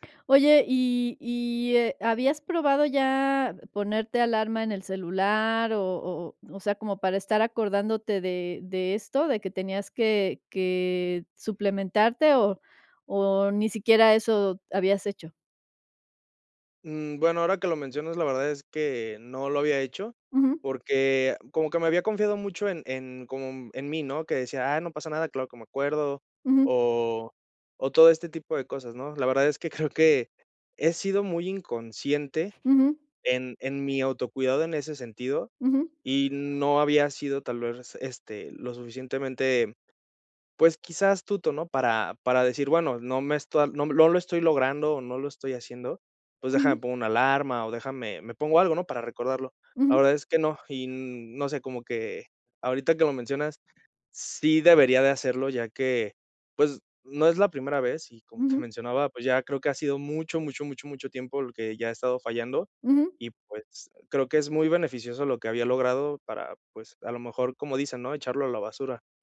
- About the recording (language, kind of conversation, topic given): Spanish, advice, ¿Cómo puedo evitar olvidar tomar mis medicamentos o suplementos con regularidad?
- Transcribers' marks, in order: laughing while speaking: "creo"; tapping; other background noise; laughing while speaking: "te"